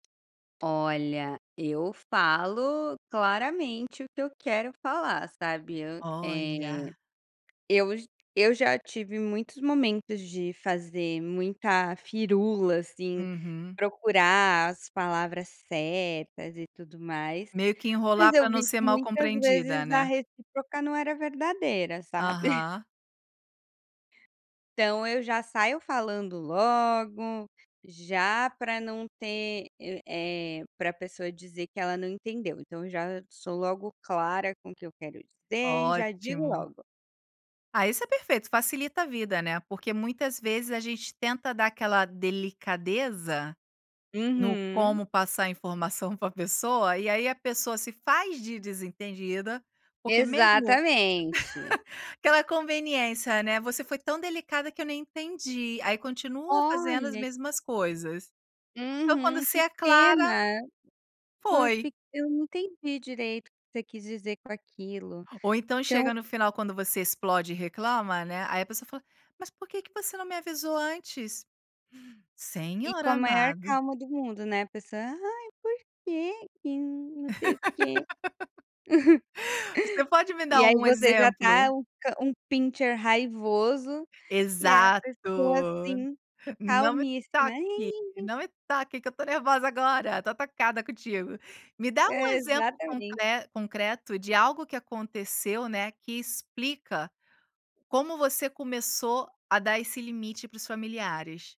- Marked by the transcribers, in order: laugh; chuckle; laugh; laugh
- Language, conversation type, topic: Portuguese, podcast, Como você explica seus limites para a família?